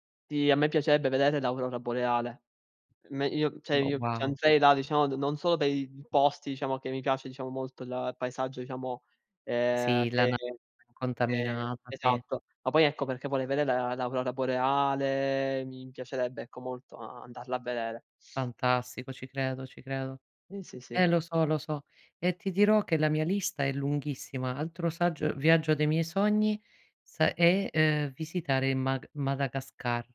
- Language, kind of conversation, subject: Italian, unstructured, Qual è il viaggio dei tuoi sogni e perché?
- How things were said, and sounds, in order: drawn out: "andarla"